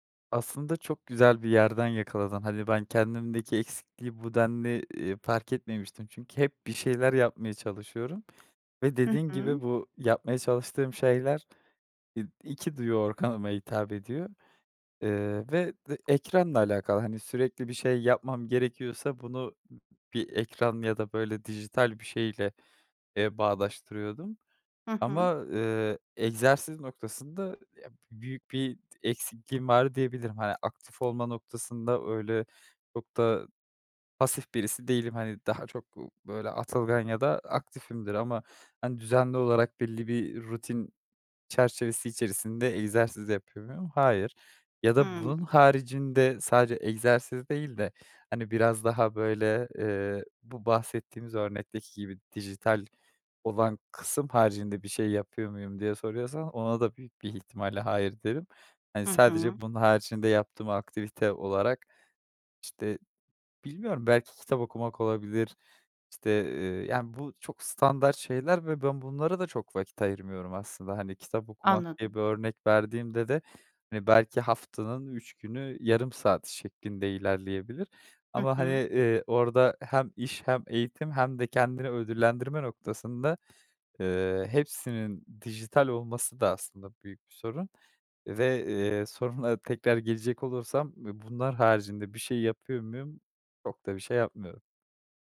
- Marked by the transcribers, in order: tapping; other background noise
- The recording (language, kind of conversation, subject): Turkish, advice, Günlük yaşamda dikkat ve farkındalık eksikliği sizi nasıl etkiliyor?